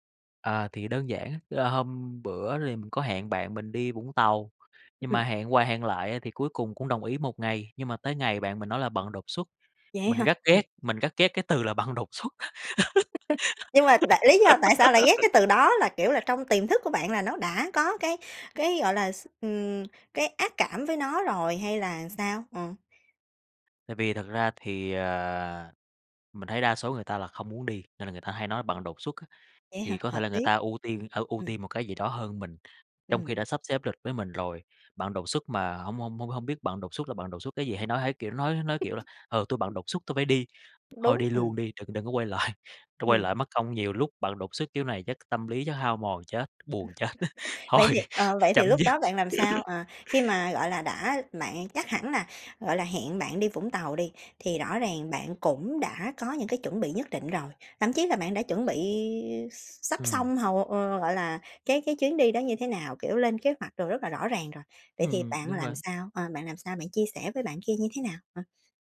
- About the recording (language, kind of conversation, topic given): Vietnamese, podcast, Bạn xử lý mâu thuẫn với bạn bè như thế nào?
- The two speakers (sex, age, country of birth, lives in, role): female, 30-34, Vietnam, Vietnam, host; male, 30-34, Vietnam, Vietnam, guest
- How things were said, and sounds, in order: tapping; laugh; laugh; other background noise; chuckle; laugh; laughing while speaking: "thôi"; laughing while speaking: "dứt"; laugh